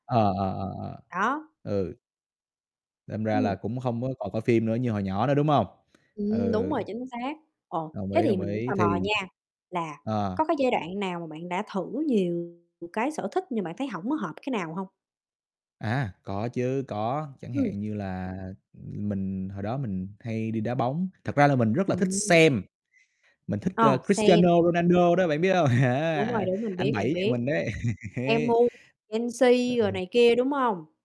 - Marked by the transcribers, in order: tapping; distorted speech; static; other background noise; laugh
- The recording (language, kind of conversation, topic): Vietnamese, unstructured, Bạn cảm thấy thế nào khi tìm ra một sở thích phù hợp với mình?